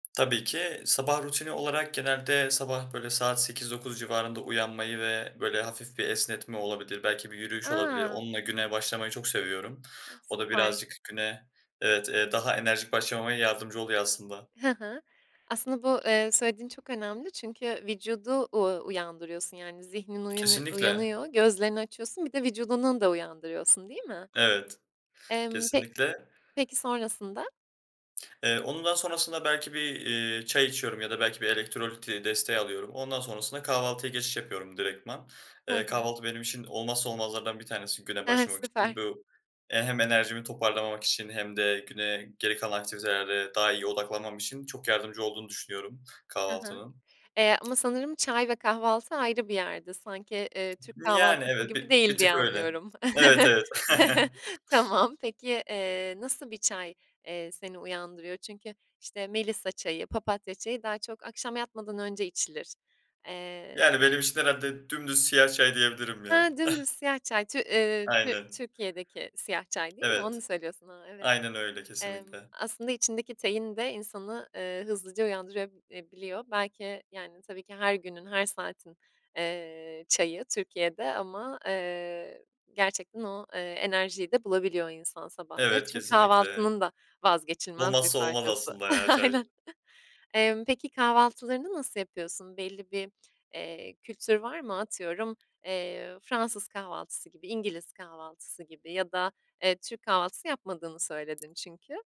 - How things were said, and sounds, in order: other background noise; chuckle; chuckle; tapping; chuckle; laughing while speaking: "Aynen"; other noise
- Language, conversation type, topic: Turkish, podcast, Sabah rutinin gününü nasıl etkiliyor, anlatır mısın?